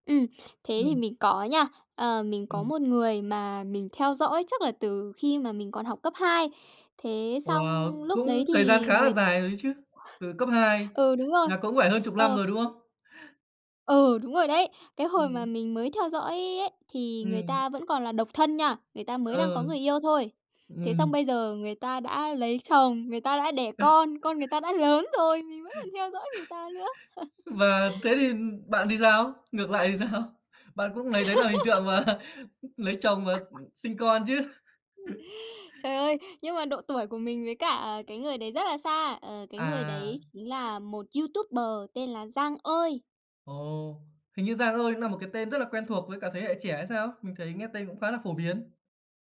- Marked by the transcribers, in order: tapping; chuckle; chuckle; laugh; other background noise; laugh; laughing while speaking: "sao?"; laugh; laughing while speaking: "mà"; laugh
- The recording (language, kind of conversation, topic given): Vietnamese, podcast, Ai là biểu tượng phong cách mà bạn ngưỡng mộ nhất?